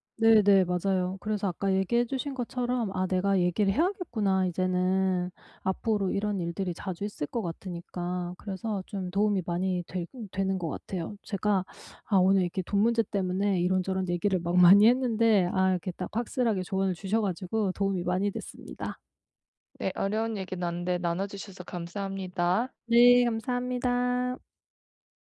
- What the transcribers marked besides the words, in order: laughing while speaking: "많이"; tapping
- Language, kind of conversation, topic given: Korean, advice, 돈 문제로 갈등이 생겼을 때 어떻게 평화롭게 해결할 수 있나요?